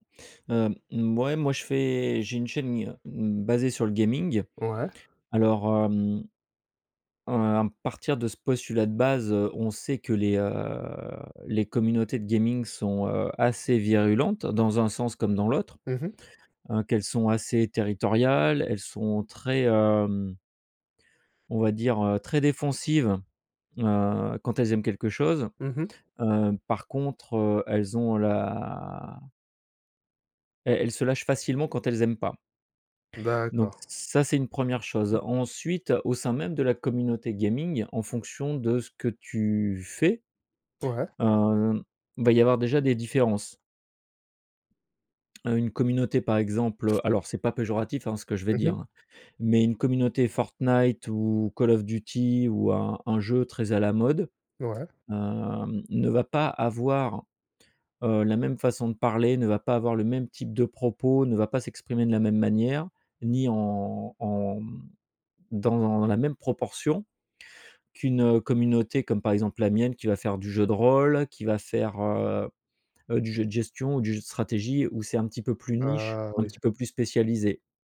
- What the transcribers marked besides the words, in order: tapping; drawn out: "la"; other background noise; drawn out: "Ah"
- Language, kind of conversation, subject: French, podcast, Comment gères-tu les critiques quand tu montres ton travail ?